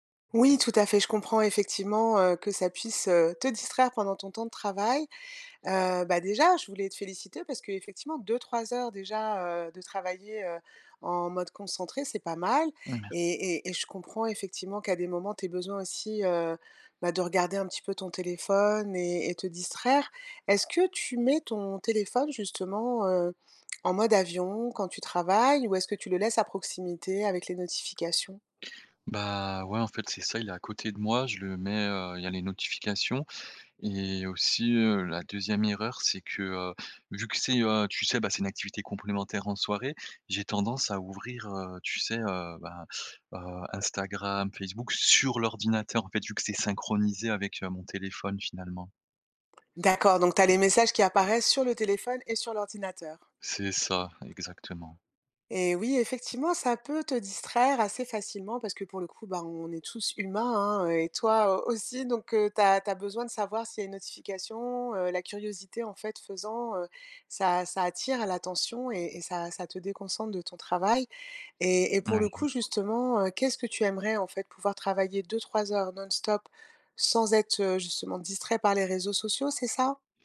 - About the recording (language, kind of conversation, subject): French, advice, Comment réduire les distractions numériques pendant mes heures de travail ?
- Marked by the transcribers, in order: stressed: "sur"; tapping; other background noise